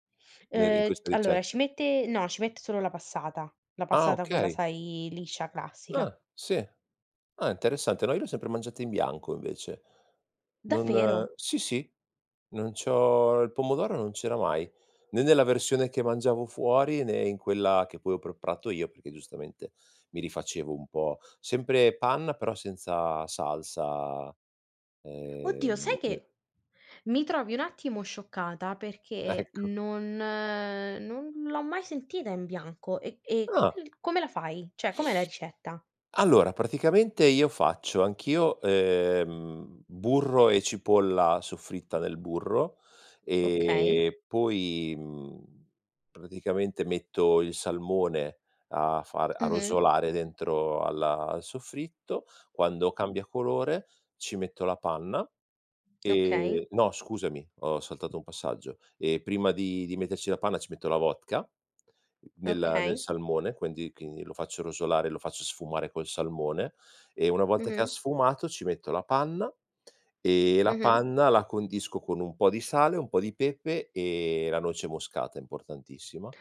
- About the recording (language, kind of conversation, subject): Italian, unstructured, Qual è il tuo piatto preferito e perché ti rende felice?
- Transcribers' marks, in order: tapping; other background noise; surprised: "Davvero?"; drawn out: "ehm"; unintelligible speech; laughing while speaking: "Ecco"; drawn out: "non"; "Cioè" said as "ceh"; drawn out: "ehm"; drawn out: "e"; drawn out: "mhmm"; "quindi" said as "quinni"